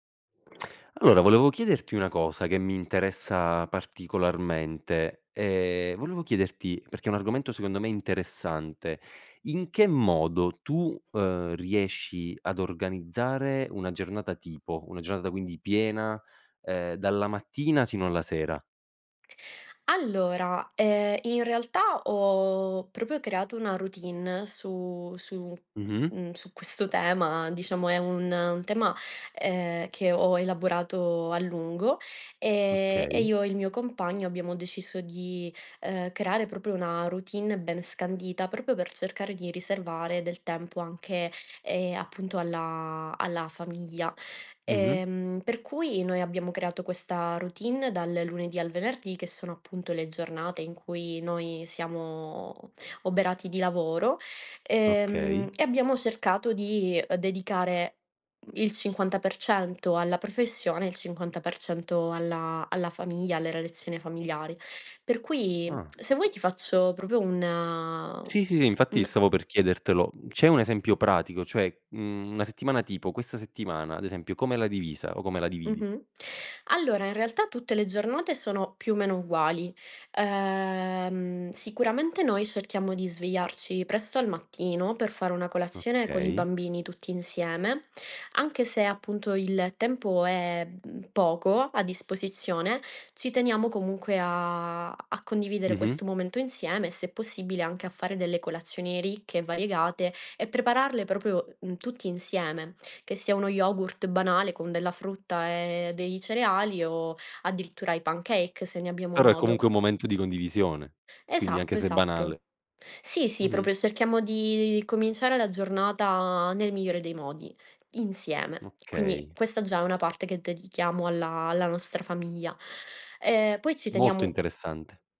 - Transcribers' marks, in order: "giornata" said as "gionata"; "proprio" said as "propio"; "relazione" said as "relezione"; "proprio" said as "propio"; "l'hai" said as "l'ha"; "proprio" said as "propio"; "pancakes" said as "pancake"; "proprio" said as "propio"
- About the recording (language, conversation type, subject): Italian, podcast, Come bilanci lavoro e vita familiare nelle giornate piene?